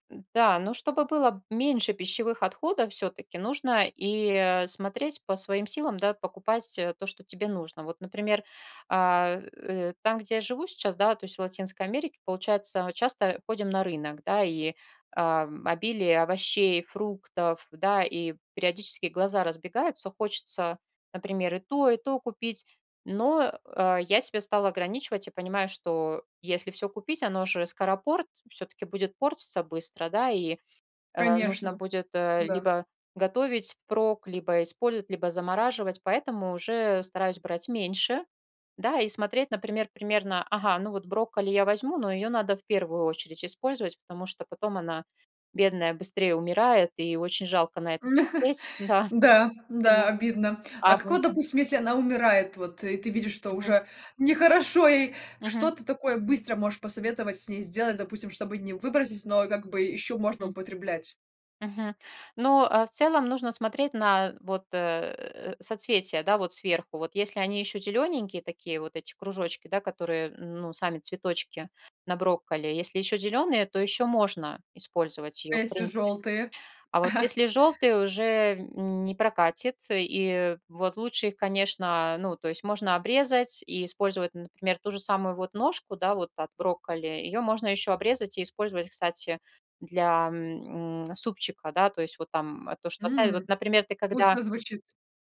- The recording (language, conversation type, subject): Russian, podcast, Какие у вас есть советы, как уменьшить пищевые отходы дома?
- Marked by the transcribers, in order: other background noise; laugh; unintelligible speech; unintelligible speech; chuckle